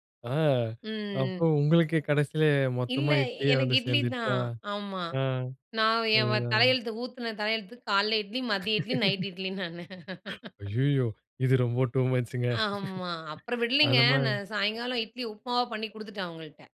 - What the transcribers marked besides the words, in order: laughing while speaking: "அய்யயோ! இது ரொம்ப டூ மச்சுங்க"; laughing while speaking: "நைட் இட்லி, நானு"; in English: "டூ மச்சுங்க"
- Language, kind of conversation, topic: Tamil, podcast, சமையல் உங்களுக்கு ஓய்வும் மனஅமைதியும் தரும் பழக்கமாக எப்படி உருவானது?